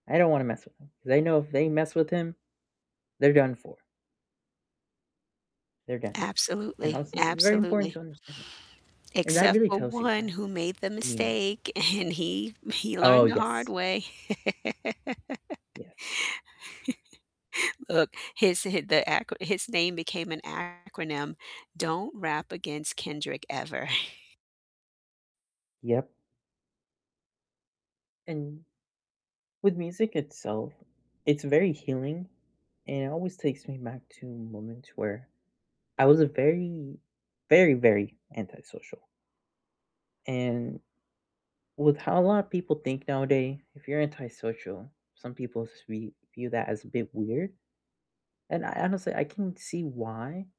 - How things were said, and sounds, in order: distorted speech; laughing while speaking: "and"; laugh; chuckle
- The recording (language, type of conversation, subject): English, unstructured, What songs instantly take you back to a specific moment, and does that nostalgia help you or hold you back?
- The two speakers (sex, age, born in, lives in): female, 55-59, United States, United States; male, 20-24, United States, United States